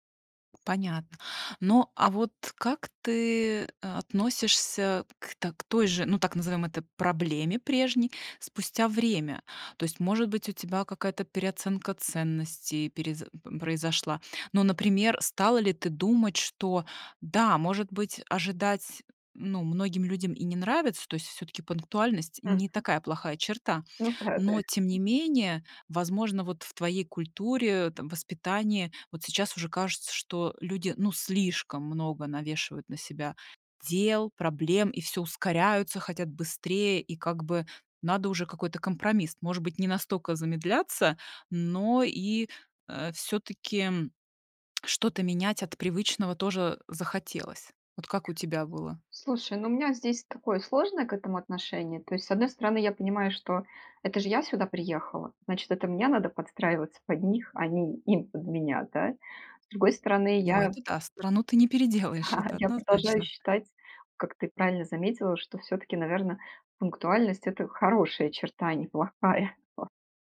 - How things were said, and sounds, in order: tapping; other background noise; laugh; laughing while speaking: "плохая"
- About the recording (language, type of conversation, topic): Russian, podcast, Чувствуешь ли ты себя на стыке двух культур?